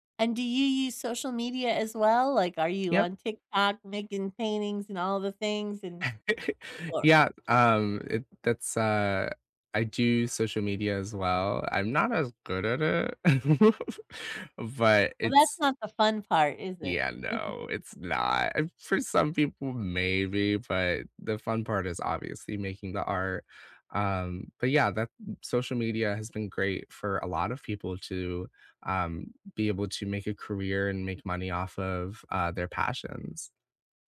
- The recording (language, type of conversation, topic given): English, unstructured, Which part of your childhood routine is still part of your life today, and how has it evolved?
- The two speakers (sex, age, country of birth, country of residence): female, 20-24, United States, United States; female, 50-54, United States, United States
- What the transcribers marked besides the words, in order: laugh; giggle; laugh